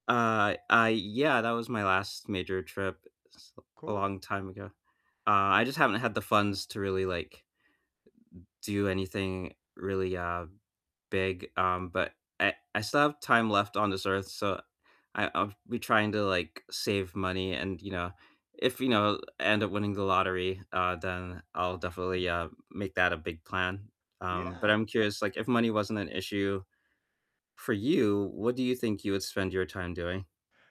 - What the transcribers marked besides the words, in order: chuckle
- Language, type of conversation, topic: English, unstructured, If money weren’t an issue, how would you spend your time?
- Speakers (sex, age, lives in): male, 45-49, United States; male, 55-59, United States